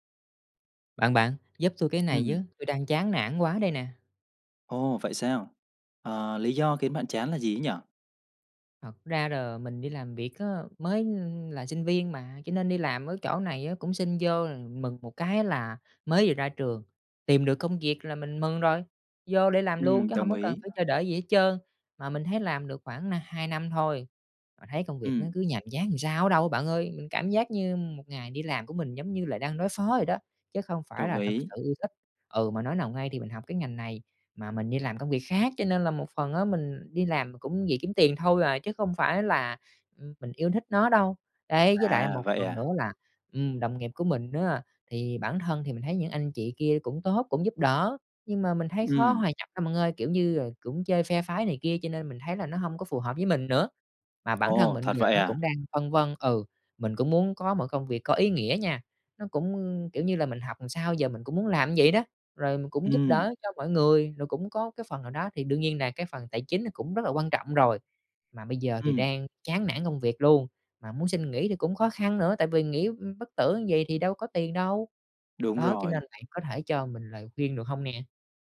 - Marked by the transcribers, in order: tapping; other background noise; "làm" said as "ừn"; "làm" said as "ừn"
- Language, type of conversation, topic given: Vietnamese, advice, Bạn đang chán nản điều gì ở công việc hiện tại, và bạn muốn một công việc “có ý nghĩa” theo cách nào?